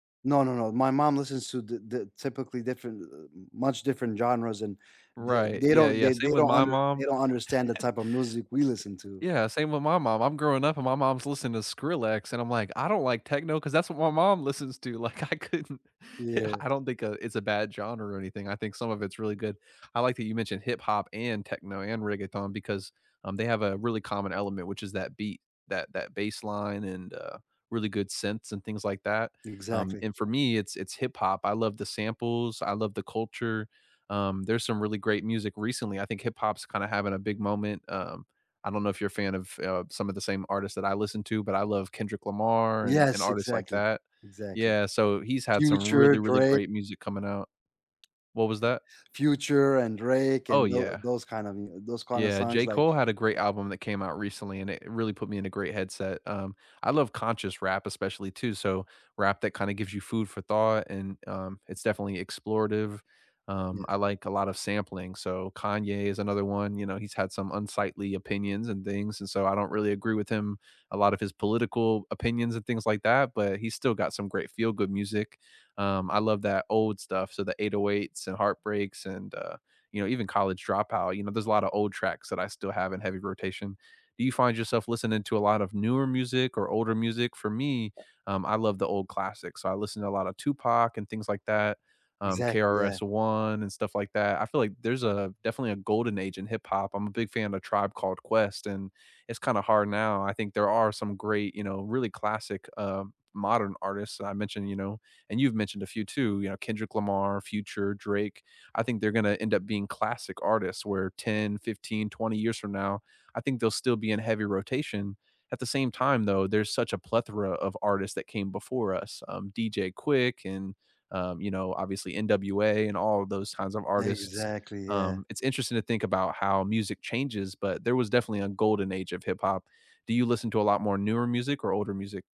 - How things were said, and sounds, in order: laugh; laughing while speaking: "like, I couldn't Yeah, I"; tapping; other noise
- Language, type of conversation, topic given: English, unstructured, How do you use music to tune into your mood, support your mental health, and connect with others?
- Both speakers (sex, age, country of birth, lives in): male, 35-39, United States, United States; male, 60-64, United States, United States